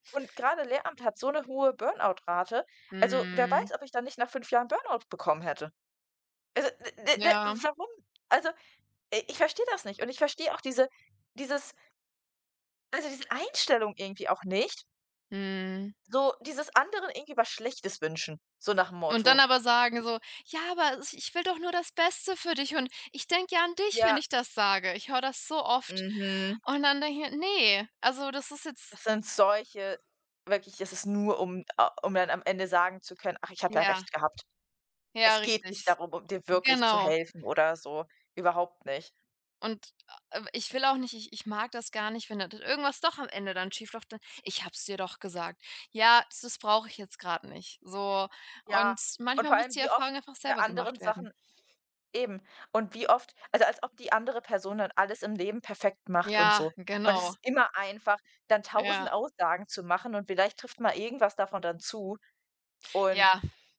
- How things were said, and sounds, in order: put-on voice: "Ja, aber is ich will … ich das sage"; other background noise
- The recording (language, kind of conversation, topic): German, unstructured, Fühlst du dich manchmal von deiner Familie missverstanden?